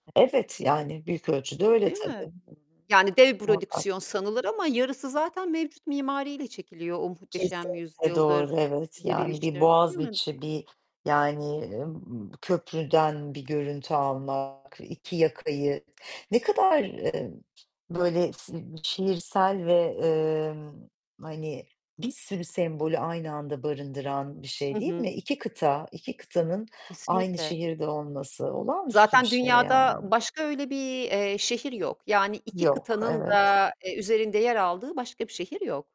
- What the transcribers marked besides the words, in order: other noise; distorted speech; "prodüksiyon" said as "burodüksiyon"; tapping; other background noise
- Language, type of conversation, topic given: Turkish, podcast, Yerli yapımların uluslararası başarısı hakkında ne düşünüyorsunuz?